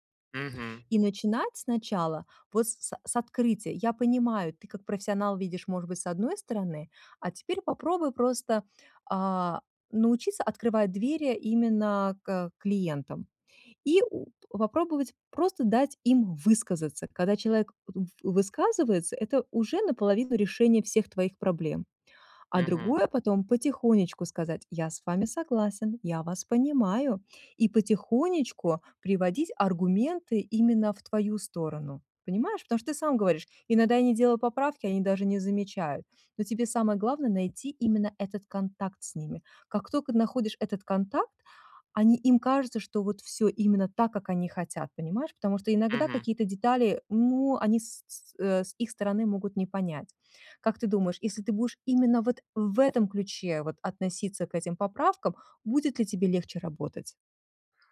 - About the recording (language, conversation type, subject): Russian, advice, Как перестать позволять внутреннему критику подрывать мою уверенность и решимость?
- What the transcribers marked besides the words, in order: tapping; other background noise; "только" said as "тока"